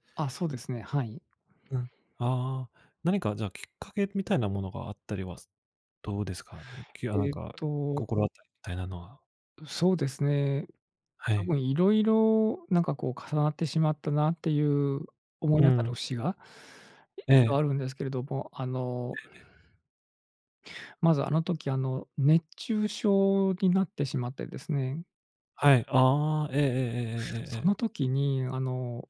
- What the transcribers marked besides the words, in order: tapping; other background noise
- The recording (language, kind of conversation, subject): Japanese, advice, 夜なかなか寝つけず毎晩寝不足で困っていますが、どうすれば改善できますか？